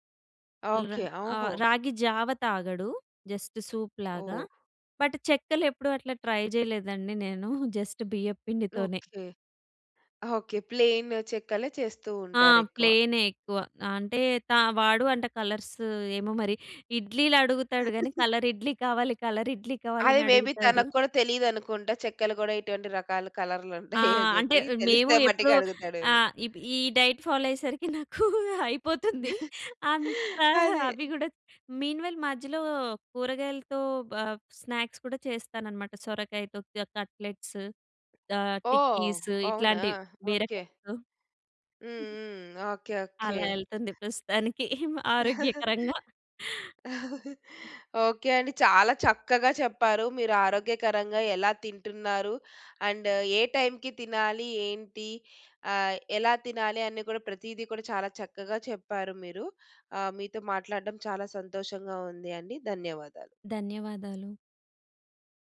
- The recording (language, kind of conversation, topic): Telugu, podcast, బడ్జెట్‌లో ఆరోగ్యకరంగా తినడానికి మీ సూచనలు ఏమిటి?
- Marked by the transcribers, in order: other noise; in English: "జస్ట్ సూప్‌లాగా బట్"; in English: "ట్రై"; in English: "జస్ట్"; other background noise; in English: "ప్లెయిన్"; in English: "ప్లెయినే"; in English: "కలర్స్"; in English: "కలర్"; giggle; in English: "కలర్"; in English: "మే బి"; chuckle; in English: "డైట్ ఫాలో"; laughing while speaking: "నాకు అయిపోతుందీ. అంత అవి కూడా"; chuckle; in English: "మీన్ వైల్"; in English: "స్నాక్స్"; in English: "కట్లెట్స్"; in English: "టిక్కీస్"; giggle; chuckle; in English: "అండ్"